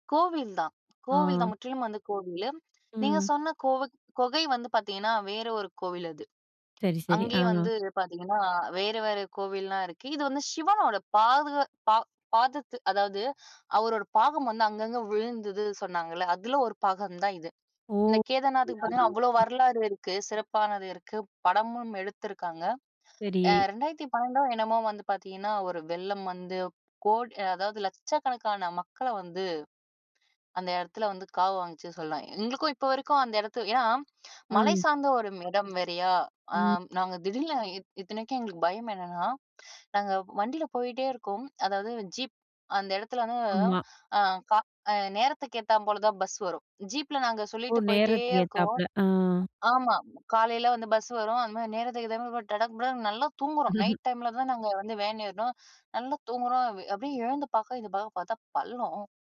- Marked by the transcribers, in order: unintelligible speech; chuckle
- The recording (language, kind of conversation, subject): Tamil, podcast, உங்களுக்கு மலை பிடிக்குமா, கடல் பிடிக்குமா, ஏன்?